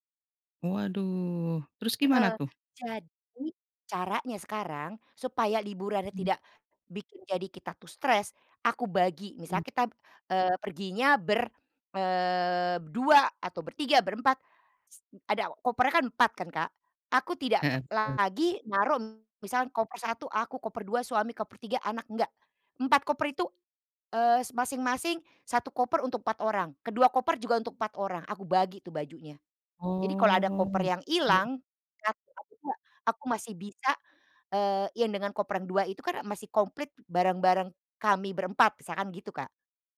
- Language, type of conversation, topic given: Indonesian, podcast, Apa saran utama yang kamu berikan kepada orang yang baru pertama kali bepergian sebelum mereka berangkat?
- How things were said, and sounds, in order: none